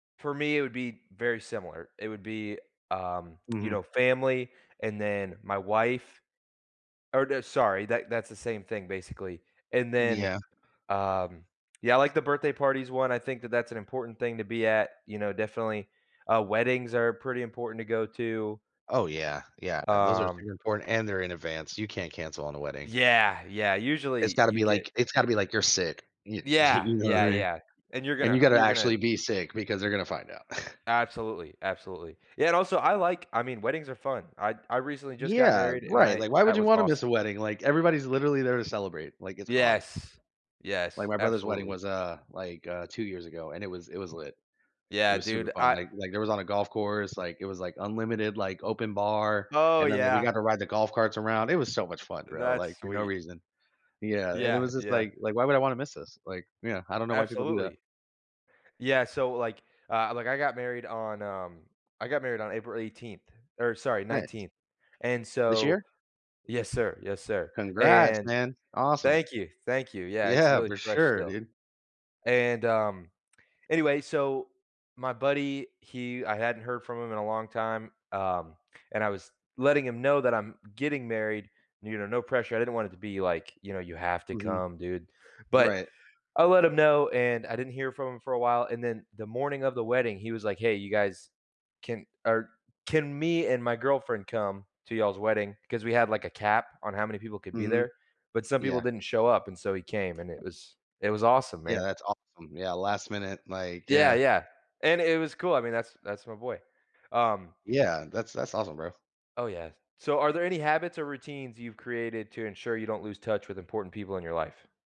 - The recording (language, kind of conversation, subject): English, unstructured, What are some ways you stay connected with loved ones when life gets busy?
- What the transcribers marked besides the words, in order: scoff; other background noise